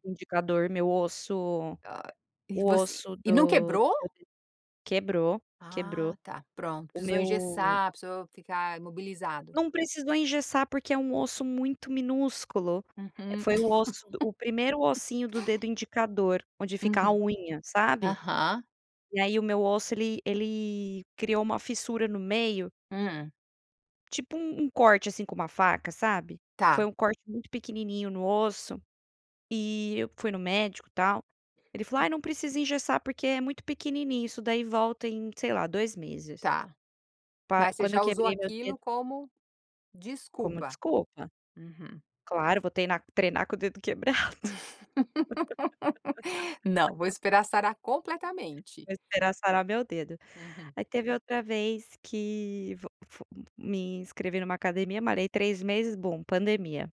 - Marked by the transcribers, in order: unintelligible speech; laugh; other noise; laugh; laugh
- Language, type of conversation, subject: Portuguese, podcast, Como você cria disciplina para se exercitar regularmente?